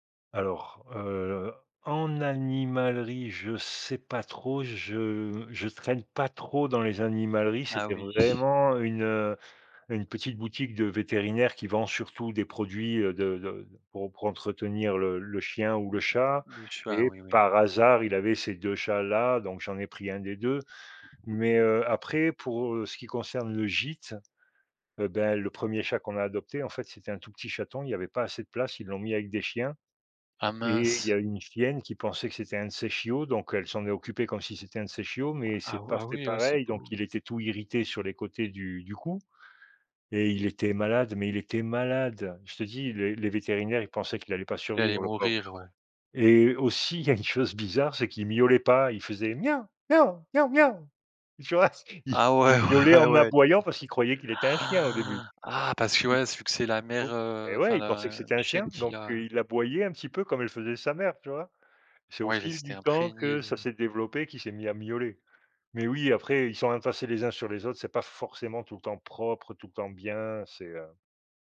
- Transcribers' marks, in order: other background noise; tapping; stressed: "malade"; laughing while speaking: "il y a une chose"; put-on voice: "Mia, mia, mia, mia"; laughing while speaking: "vois ?"; laughing while speaking: "ouais, ouais"; gasp
- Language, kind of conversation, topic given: French, unstructured, Est-il juste d’acheter un animal en animalerie ?